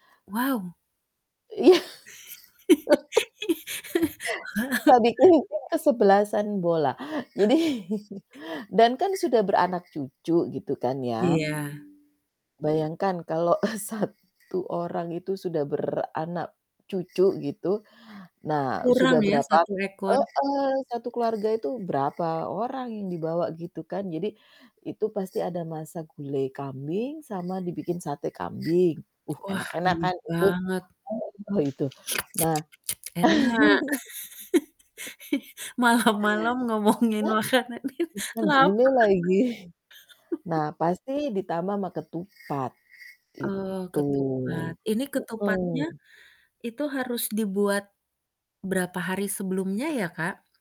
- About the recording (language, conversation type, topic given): Indonesian, unstructured, Hidangan apa yang paling Anda nantikan saat perayaan keluarga?
- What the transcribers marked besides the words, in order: laughing while speaking: "Iya"; laugh; distorted speech; laugh; laughing while speaking: "Wow"; chuckle; tapping; other background noise; laughing while speaking: "eee"; other noise; laugh; laughing while speaking: "Malam-malam ngomongin makanan ini laper"; laugh; laugh